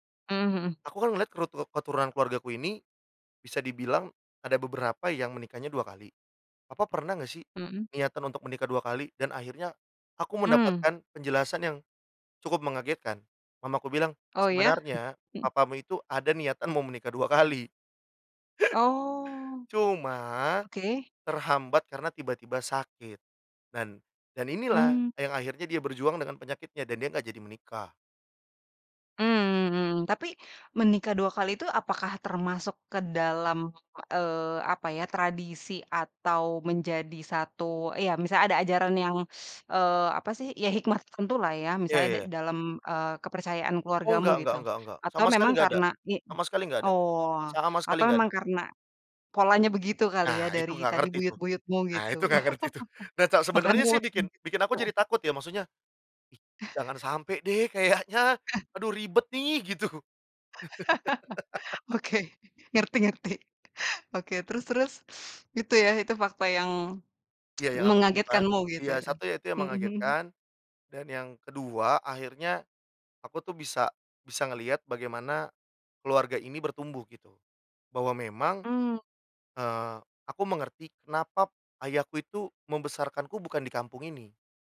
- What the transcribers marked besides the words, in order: chuckle; drawn out: "Oh"; laughing while speaking: "dua kali"; chuckle; tapping; unintelligible speech; teeth sucking; laugh; in English: "mood"; chuckle; laugh; laughing while speaking: "Oke. Ngerti ngerti"; laugh; chuckle; teeth sucking; tongue click
- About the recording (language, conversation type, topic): Indonesian, podcast, Pernahkah kamu pulang ke kampung untuk menelusuri akar keluargamu?